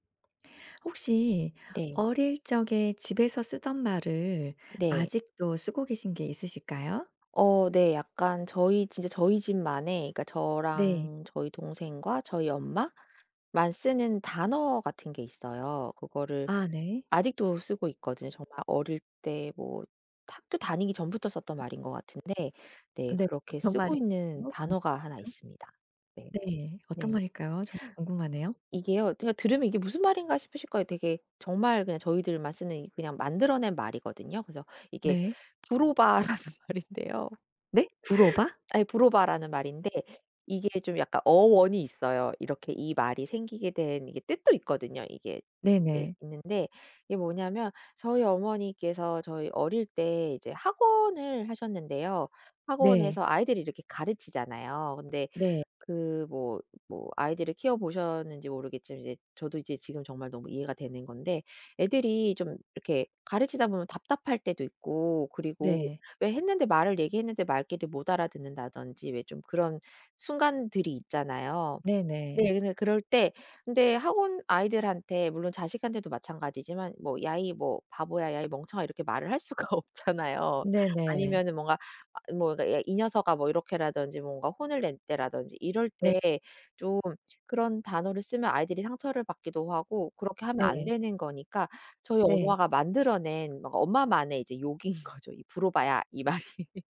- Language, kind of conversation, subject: Korean, podcast, 어릴 적 집에서 쓰던 말을 지금도 쓰고 계신가요?
- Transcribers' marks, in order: other background noise; tapping; laughing while speaking: "부로바라는 말인데요"; laughing while speaking: "수가 없잖아요"; laughing while speaking: "욕인"; laughing while speaking: "말이"